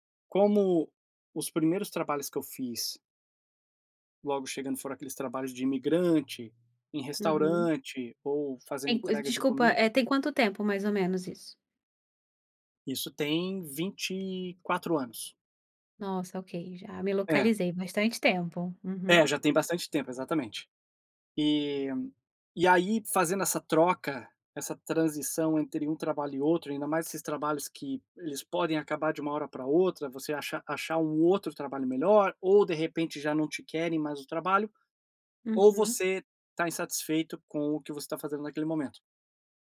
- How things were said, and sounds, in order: none
- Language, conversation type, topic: Portuguese, podcast, Como planejar financeiramente uma transição profissional?